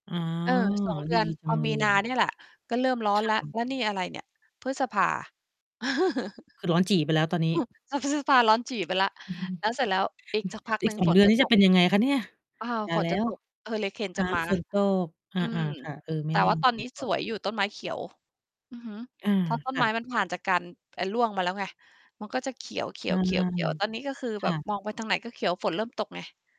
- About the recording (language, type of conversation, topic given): Thai, unstructured, คุณคิดว่าการปลูกต้นไม้ส่งผลดีต่อชุมชนอย่างไร?
- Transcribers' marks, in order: distorted speech; chuckle; static; chuckle; tapping